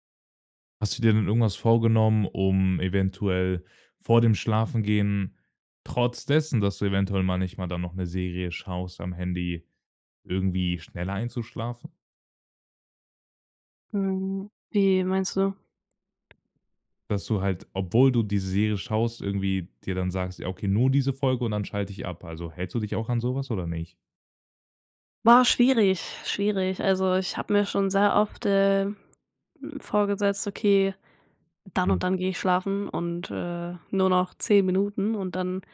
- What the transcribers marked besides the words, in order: other background noise
- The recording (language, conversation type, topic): German, podcast, Welches Medium hilft dir besser beim Abschalten: Buch oder Serie?